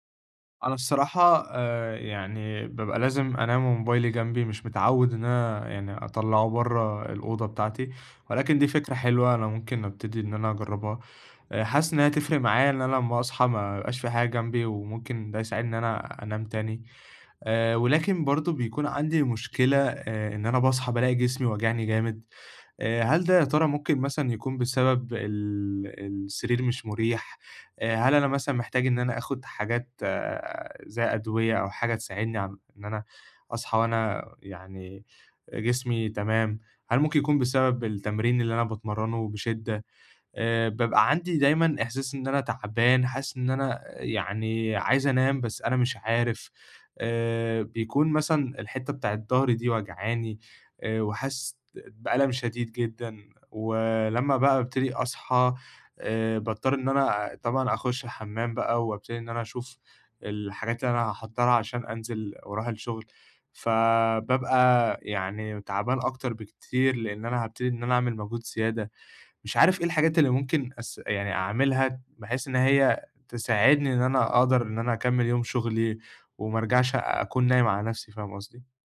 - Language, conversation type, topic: Arabic, advice, إزاي بتصحى بدري غصب عنك ومابتعرفش تنام تاني؟
- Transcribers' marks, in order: none